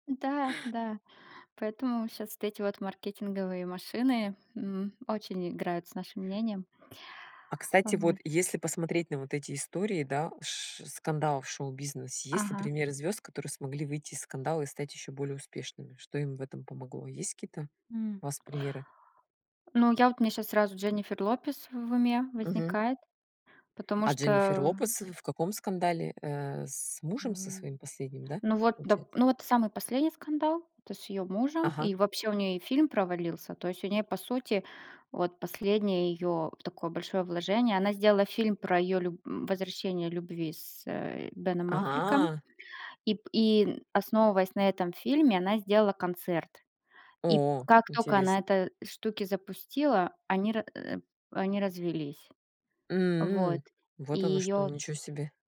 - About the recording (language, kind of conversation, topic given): Russian, unstructured, Почему звёзды шоу-бизнеса так часто оказываются в скандалах?
- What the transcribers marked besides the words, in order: drawn out: "А!"; drawn out: "М"